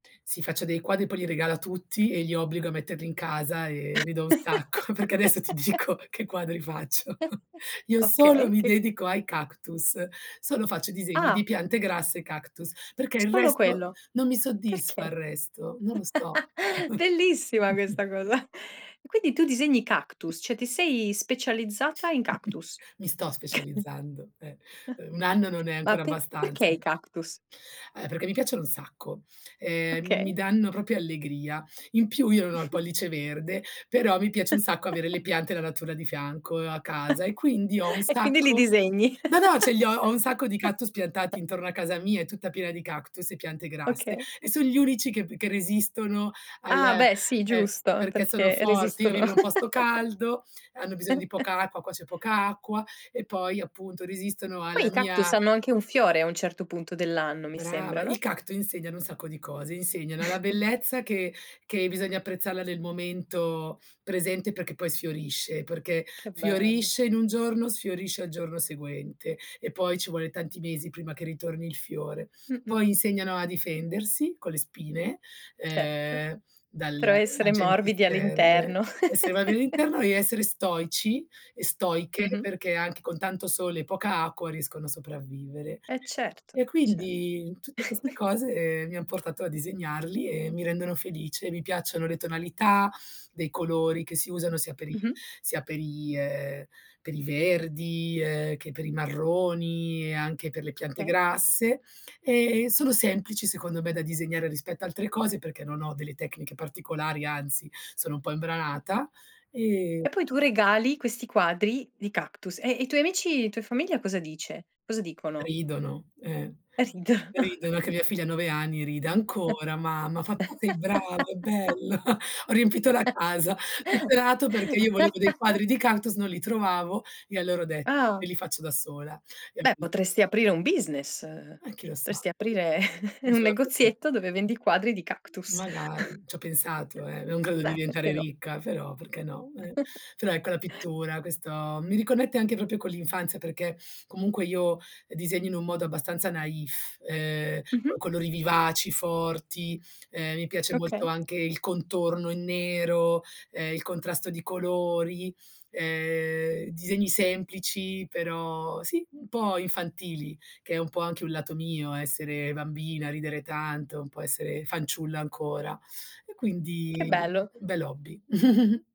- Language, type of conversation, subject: Italian, podcast, Quale hobby della tua infanzia ti piacerebbe riscoprire oggi?
- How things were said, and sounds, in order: other background noise; laugh; laughing while speaking: "sacco"; chuckle; laughing while speaking: "dico"; laughing while speaking: "faccio"; chuckle; chuckle; laughing while speaking: "cosa"; chuckle; "cioè" said as "ceh"; chuckle; chuckle; other noise; tapping; "proprio" said as "propio"; chuckle; chuckle; chuckle; background speech; chuckle; chuckle; drawn out: "ehm"; unintelligible speech; chuckle; chuckle; drawn out: "i"; chuckle; laugh; chuckle; laugh; chuckle; chuckle; chuckle; "proprio" said as "propio"; drawn out: "però"; chuckle